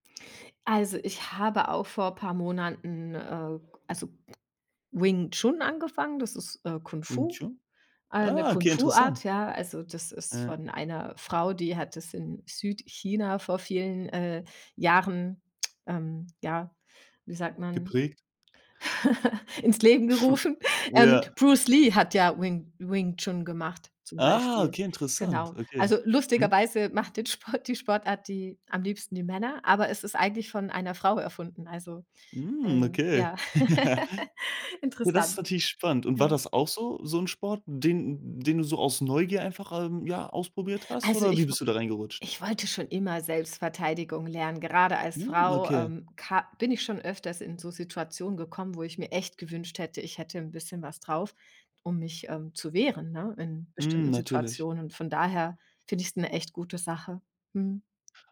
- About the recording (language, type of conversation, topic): German, podcast, Wann hast du zuletzt aus reiner Neugier etwas gelernt?
- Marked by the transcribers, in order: other background noise; tsk; chuckle; other noise; laugh; laugh